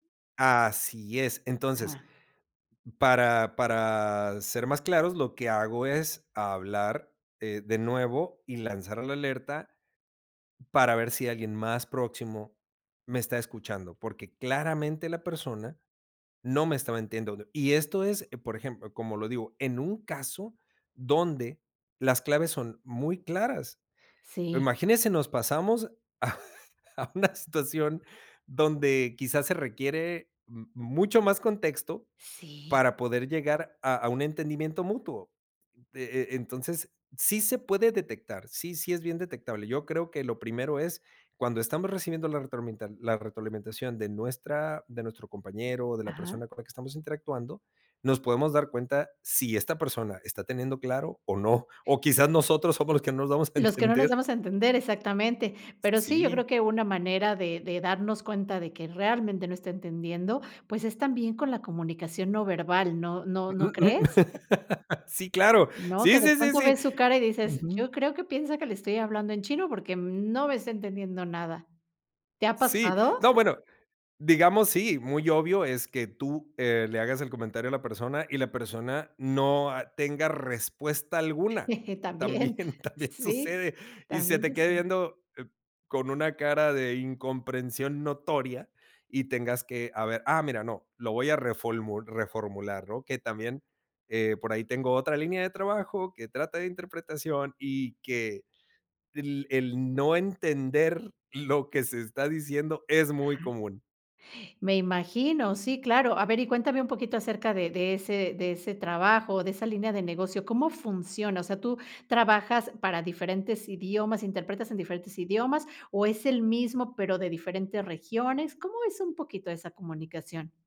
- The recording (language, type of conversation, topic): Spanish, podcast, ¿Cómo detectas que alguien te está entendiendo mal?
- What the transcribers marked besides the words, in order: laughing while speaking: "a a una situación"; laughing while speaking: "no nos damos a entender"; laugh; chuckle; laughing while speaking: "También también sucede"; other background noise